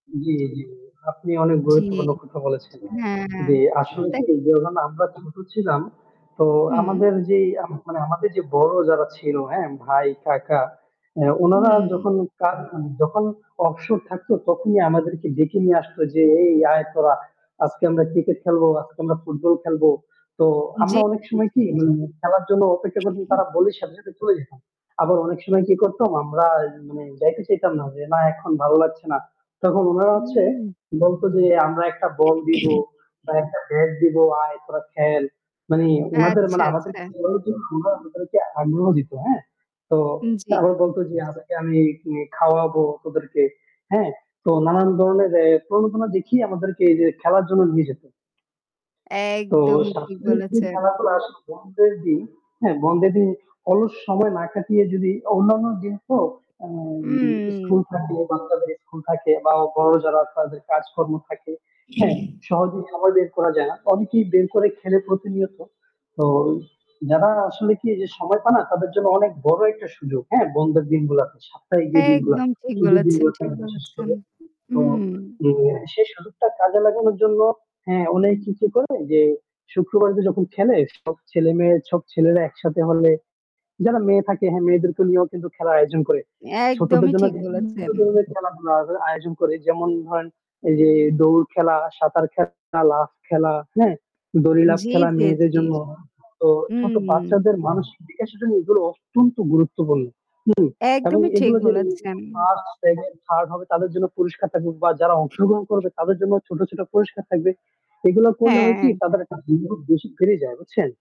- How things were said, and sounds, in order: static; drawn out: "হ্যাঁ"; other noise; throat clearing; distorted speech; tapping; unintelligible speech; drawn out: "উম"; throat clearing; alarm; "পায়না" said as "পানা"; other background noise; unintelligible speech
- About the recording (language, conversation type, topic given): Bengali, unstructured, পাড়ার ছোটদের জন্য সাপ্তাহিক খেলার আয়োজন কীভাবে পরিকল্পনা ও বাস্তবায়ন করা যেতে পারে?